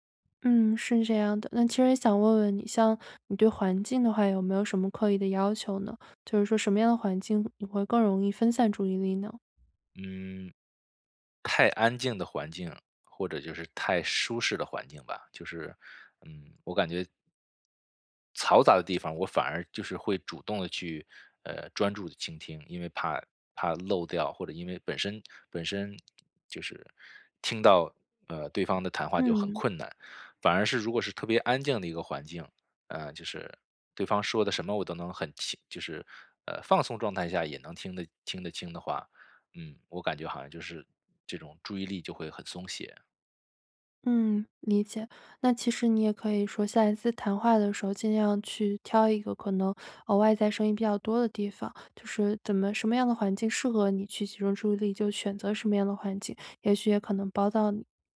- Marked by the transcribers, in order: none
- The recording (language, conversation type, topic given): Chinese, advice, 如何在与人交谈时保持专注？